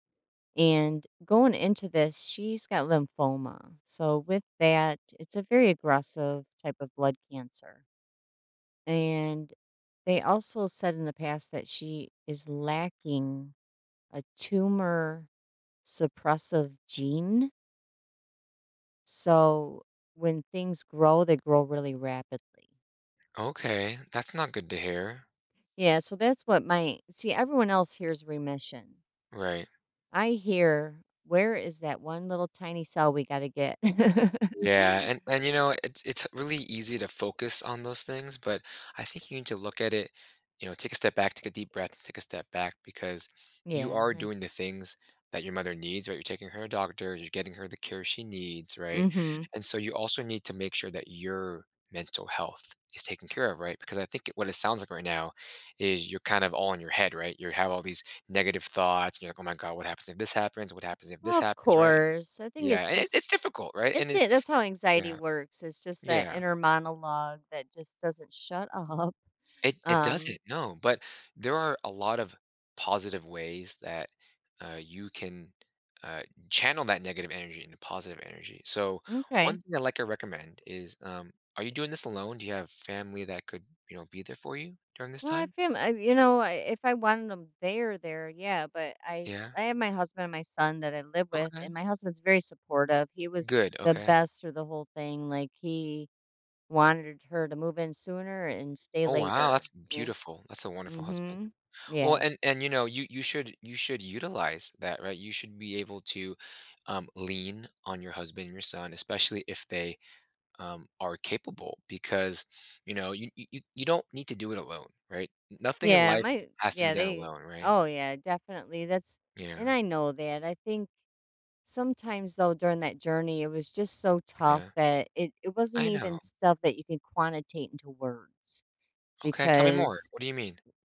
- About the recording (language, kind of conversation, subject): English, advice, How can I cope with anxiety while waiting for my medical test results?
- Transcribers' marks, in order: other background noise; laugh; tapping; laughing while speaking: "up"; stressed: "there"; other noise; stressed: "lean"; anticipating: "tell me more, what do you mean?"